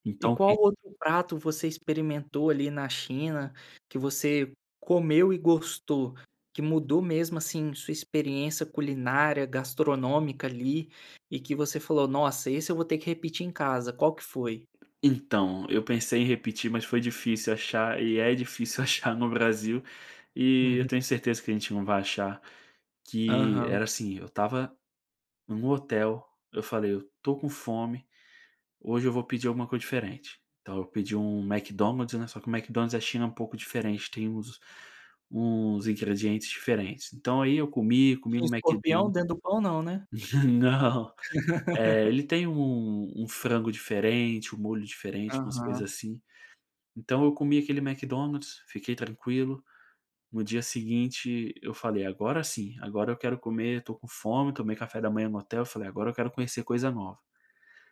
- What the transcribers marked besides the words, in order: tapping; laugh; laugh
- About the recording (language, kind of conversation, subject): Portuguese, podcast, Qual foi uma comida que você provou em uma viagem e nunca esqueceu?